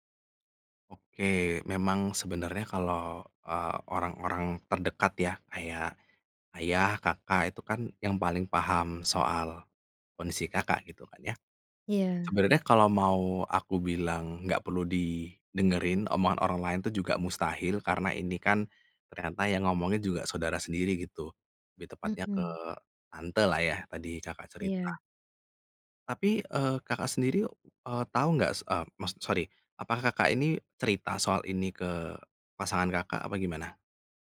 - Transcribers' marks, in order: none
- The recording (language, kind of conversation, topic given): Indonesian, advice, Bagaimana sebaiknya saya menyikapi gosip atau rumor tentang saya yang sedang menyebar di lingkungan pergaulan saya?